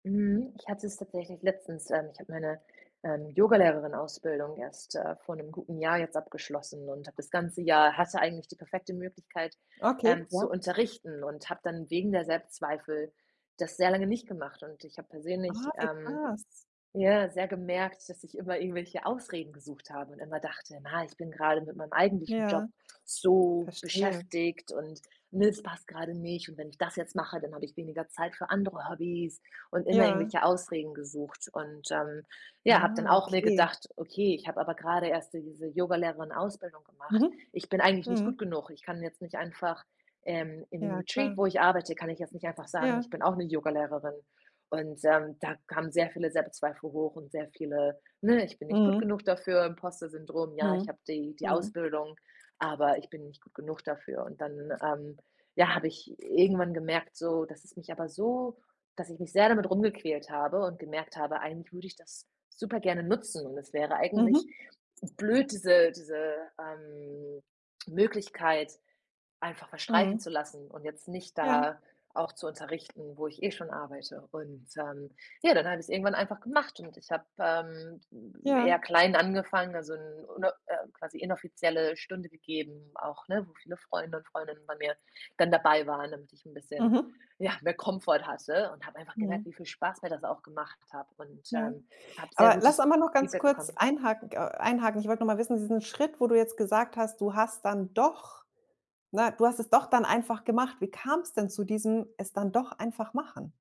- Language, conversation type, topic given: German, podcast, Wie gehst du ganz ehrlich mit Selbstzweifeln um?
- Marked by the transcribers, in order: stressed: "krass"; other background noise; background speech; stressed: "das"; in English: "Retreat"; stressed: "so"; stressed: "sehr"; tongue click; stressed: "Komfort"; stressed: "doch"; stressed: "kam's"